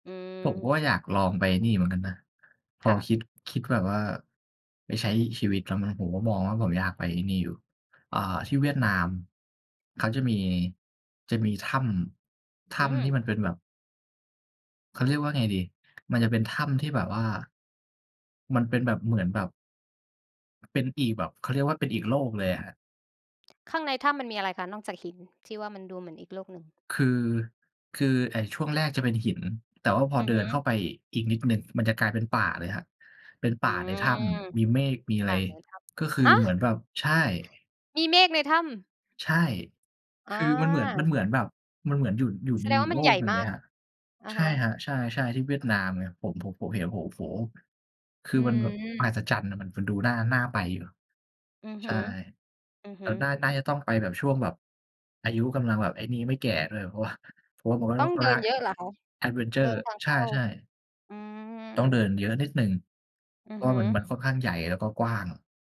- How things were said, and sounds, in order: other background noise; unintelligible speech; tapping; laughing while speaking: "เพราะว่า"; unintelligible speech; in English: "แอดเวนเชอร์"
- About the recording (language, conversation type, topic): Thai, unstructured, คุณอยากสอนตัวเองเมื่อสิบปีที่แล้วเรื่องอะไร?